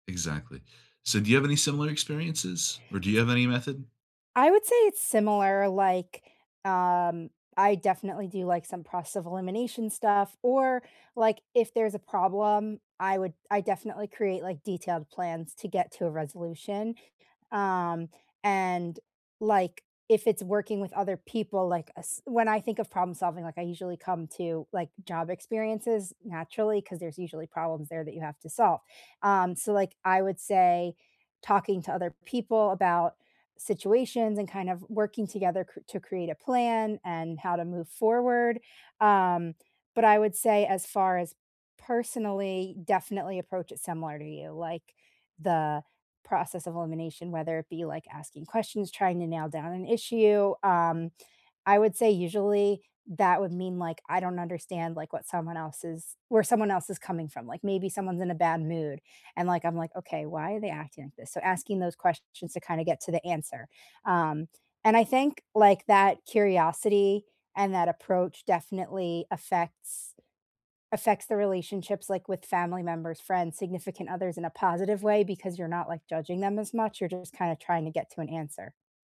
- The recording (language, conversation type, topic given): English, unstructured, Which creative habit changed how you approach problem solving, and how has sharing it affected your relationships?
- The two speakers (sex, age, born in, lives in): female, 30-34, United States, United States; male, 20-24, United States, United States
- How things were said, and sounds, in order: "process" said as "pross"; tapping; other background noise